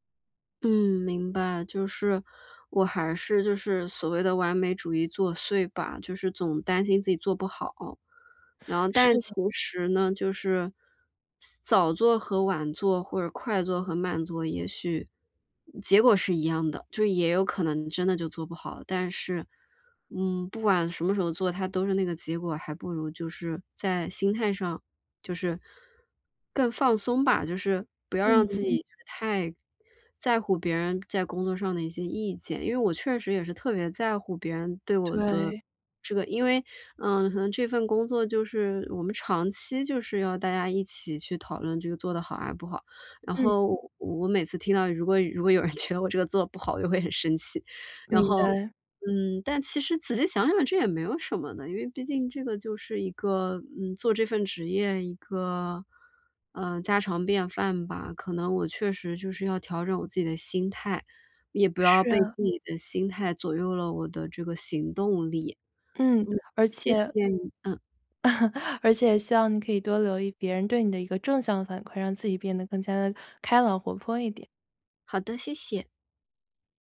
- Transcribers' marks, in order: laughing while speaking: "觉得"; chuckle
- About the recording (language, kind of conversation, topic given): Chinese, advice, 我怎样才能减少分心，并在处理复杂工作时更果断？